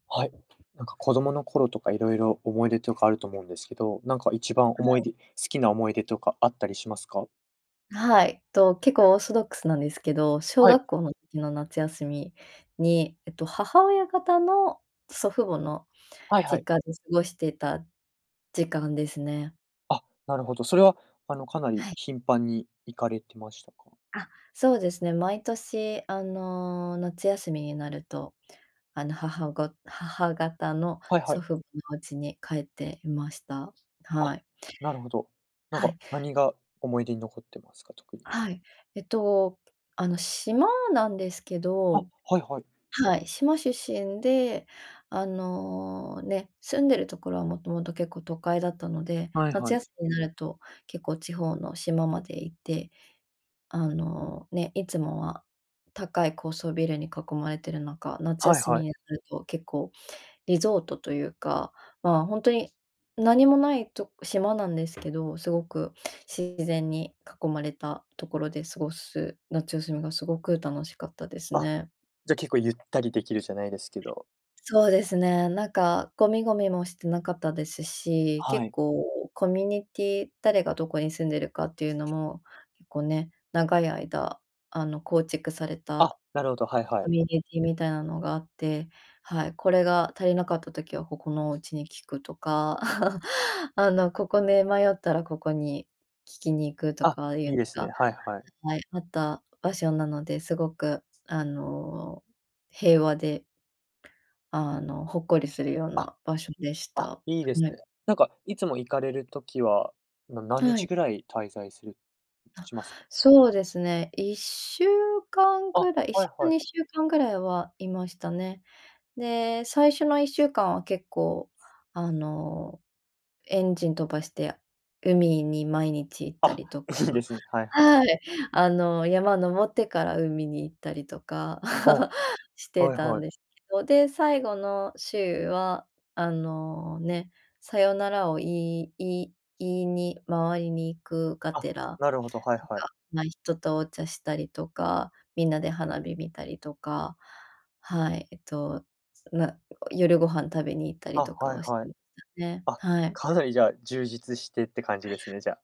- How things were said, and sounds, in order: other background noise; tapping; giggle; other noise; laugh
- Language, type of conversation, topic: Japanese, podcast, 子どもの頃のいちばん好きな思い出は何ですか？